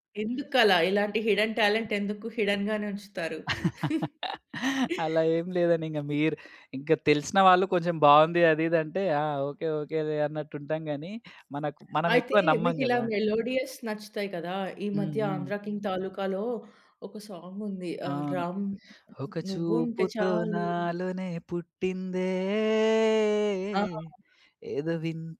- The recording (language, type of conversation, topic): Telugu, podcast, ఏదైనా పాట మీ జీవితాన్ని మార్చిందా?
- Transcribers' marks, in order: in English: "హిడెన్ టాలెంట్"; other background noise; in English: "హిడెన్"; laugh; chuckle; in English: "మెలోడీయస్"; singing: "ఒక చూపుతో నాలోనే పుట్టిందే ఏదో విన్"; singing: "పుట్టిందే"